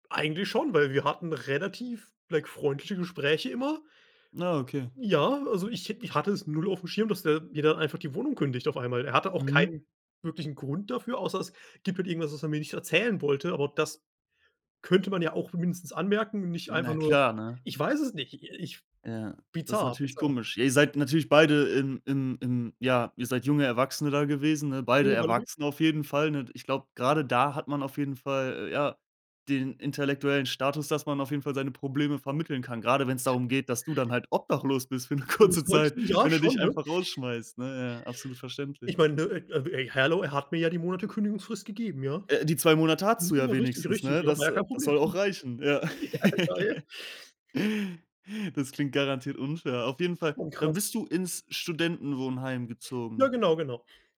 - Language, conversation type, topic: German, podcast, Wie hat ein Umzug dein Leben verändert?
- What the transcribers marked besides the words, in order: unintelligible speech; other noise; unintelligible speech; stressed: "obdachlos"; laughing while speaking: "'ne kurze Zeit"; unintelligible speech; unintelligible speech; chuckle; laugh